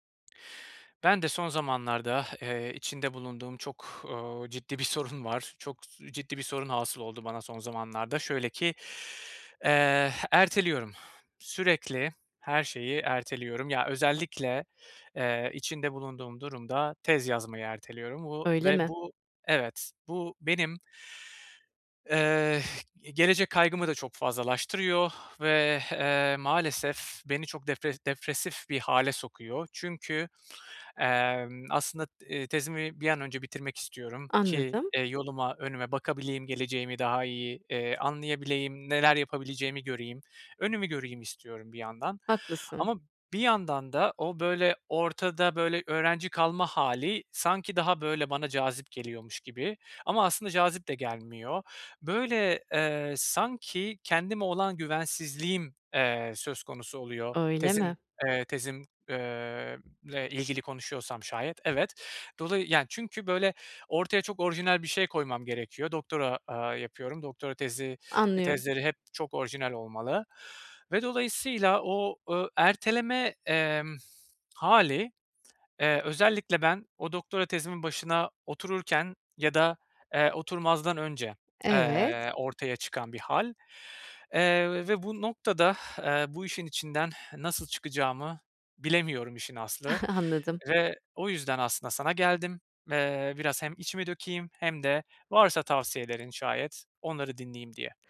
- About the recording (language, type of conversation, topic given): Turkish, advice, Erteleme alışkanlığımı nasıl kontrol altına alabilirim?
- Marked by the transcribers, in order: laughing while speaking: "bir sorun"; inhale; exhale; tapping; other background noise; chuckle